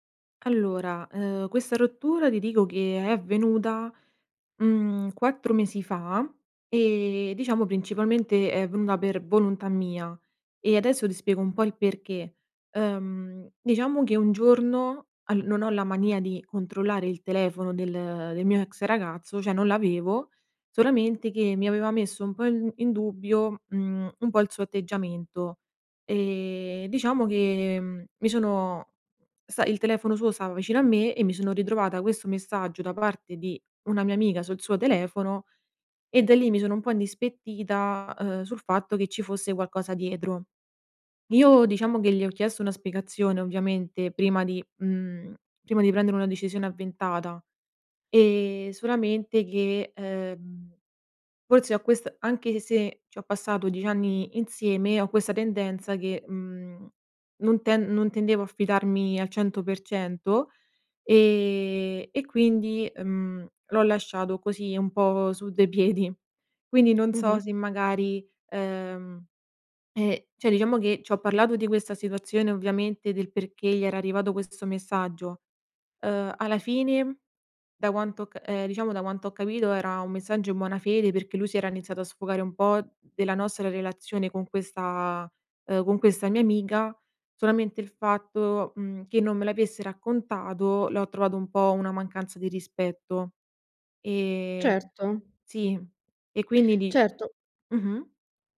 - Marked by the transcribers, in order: "cioè" said as "ceh"; "dietro" said as "diedro"; chuckle; "cioè" said as "ceh"; tapping
- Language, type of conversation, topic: Italian, advice, Dovrei restare amico del mio ex?